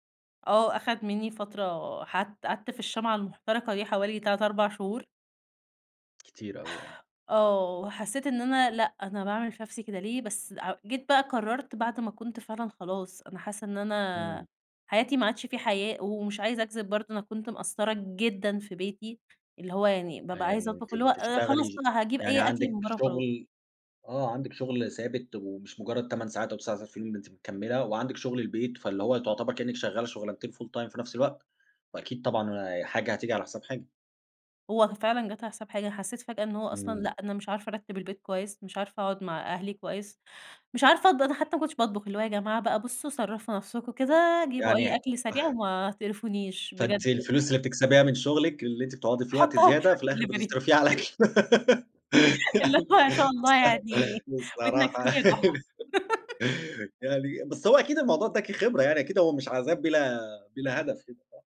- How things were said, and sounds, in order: tapping; in English: "full time"; chuckle; laughing while speaking: "أحُطها في أي دليفري"; laughing while speaking: "اللي هو ما شاء الله يعني ودنك منين يا جحا"; giggle; laughing while speaking: "يعني بص بصراحة يعني"; laugh
- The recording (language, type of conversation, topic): Arabic, podcast, إزاي أعلّم نفسي أقول «لأ» لما يطلبوا مني شغل زيادة؟